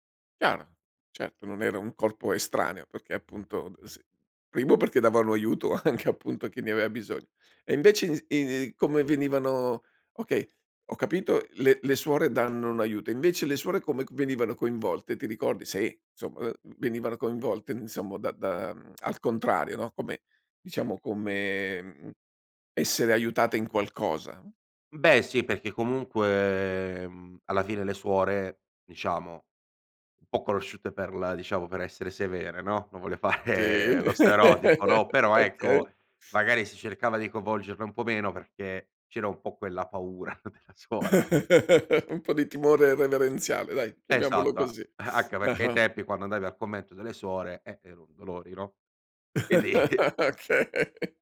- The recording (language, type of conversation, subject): Italian, podcast, Quali valori dovrebbero unire un quartiere?
- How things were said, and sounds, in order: other background noise; laughing while speaking: "anche appunto"; laughing while speaking: "fare"; "stereotipo" said as "sterotipo"; chuckle; "coinvolgerle" said as "convolgerle"; laughing while speaking: "paura della suora"; chuckle; chuckle; laughing while speaking: "Okay"; chuckle